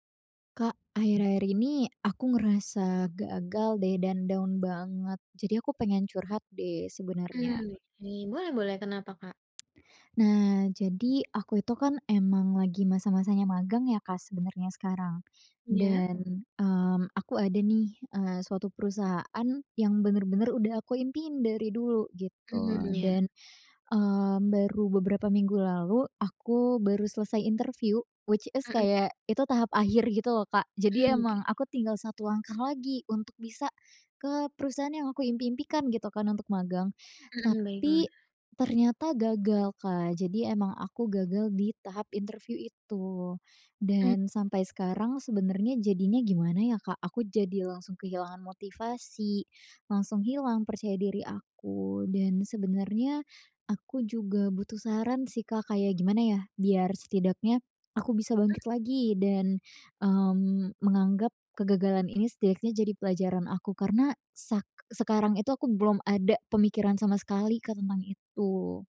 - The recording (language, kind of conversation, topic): Indonesian, advice, Bagaimana caranya menjadikan kegagalan sebagai pelajaran untuk maju?
- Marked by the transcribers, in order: in English: "down"; tapping; in English: "which is"